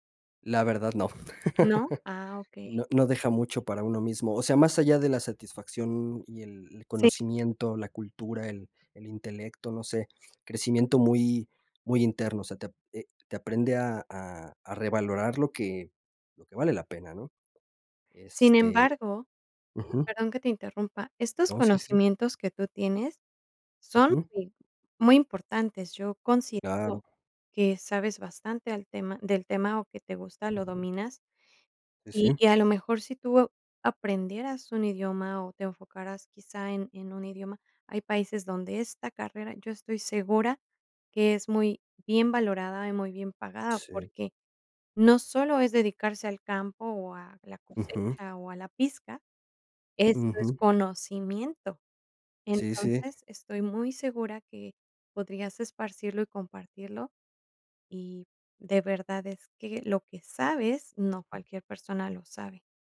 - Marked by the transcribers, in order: chuckle; tapping
- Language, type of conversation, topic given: Spanish, podcast, ¿Qué decisión cambió tu vida?
- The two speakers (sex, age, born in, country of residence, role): female, 40-44, Mexico, Mexico, host; male, 30-34, Mexico, Mexico, guest